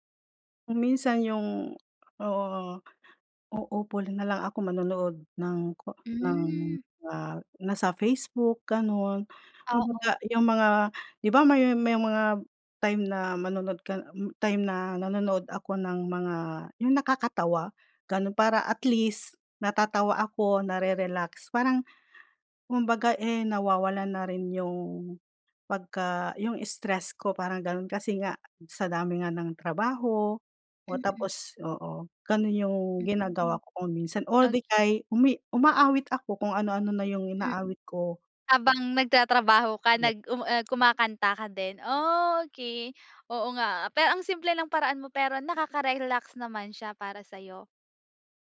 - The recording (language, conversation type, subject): Filipino, advice, Paano ko mababalanse ang obligasyon, kaligayahan, at responsibilidad?
- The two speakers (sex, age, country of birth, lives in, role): female, 20-24, Philippines, Philippines, advisor; female, 40-44, Philippines, Philippines, user
- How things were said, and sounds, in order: tapping; other background noise